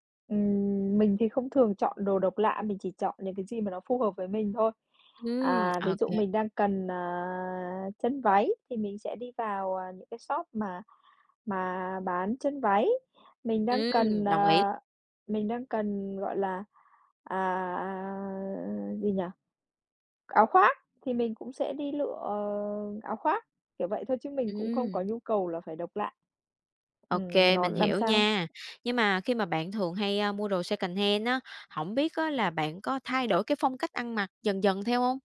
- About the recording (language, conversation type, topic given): Vietnamese, podcast, Bạn nghĩ gì về việc mặc quần áo đã qua sử dụng hoặc đồ cổ điển?
- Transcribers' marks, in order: other background noise; tapping; in English: "secondhand"